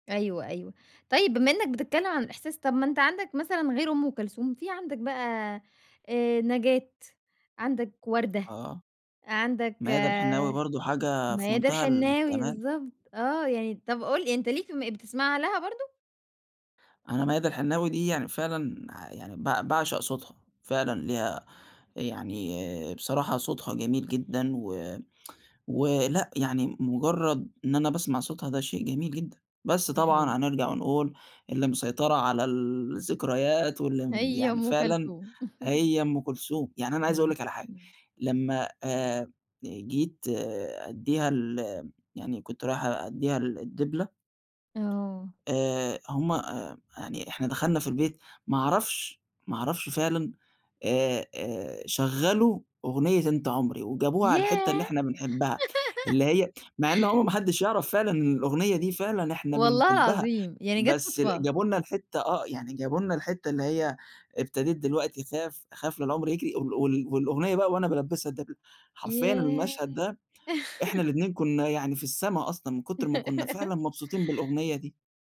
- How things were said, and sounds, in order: tapping; unintelligible speech; laugh; giggle; giggle
- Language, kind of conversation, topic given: Arabic, podcast, إيه الأغنية اللي بتفكّرك بأول حب؟